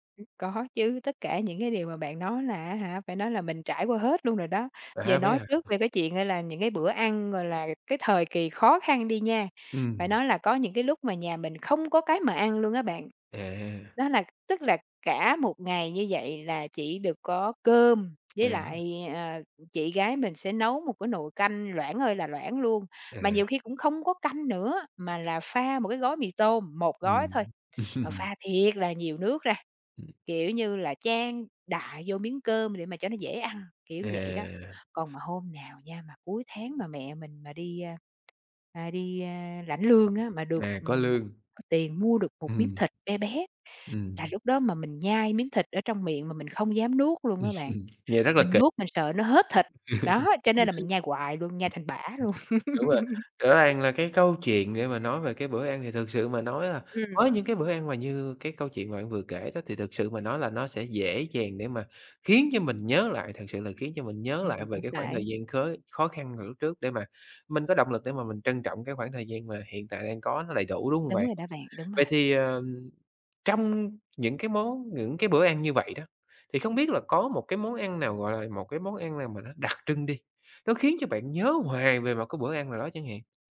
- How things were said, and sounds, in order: other background noise; laughing while speaking: "Có"; laugh; laughing while speaking: "Ừm"; laugh; alarm; laugh; tapping
- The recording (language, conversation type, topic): Vietnamese, podcast, Bạn có thể kể về bữa cơm gia đình đáng nhớ nhất của bạn không?